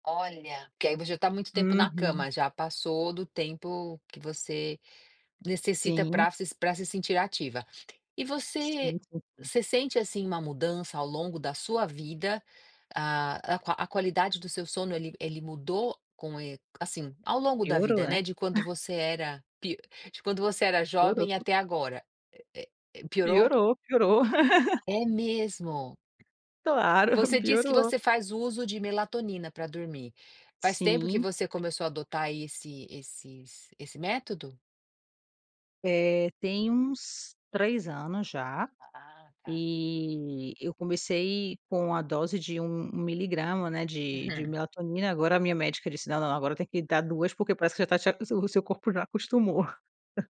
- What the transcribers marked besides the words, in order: chuckle; laugh
- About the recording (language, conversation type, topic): Portuguese, podcast, Que papel o sono desempenha na cura, na sua experiência?
- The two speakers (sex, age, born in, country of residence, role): female, 35-39, Brazil, Italy, guest; female, 50-54, United States, United States, host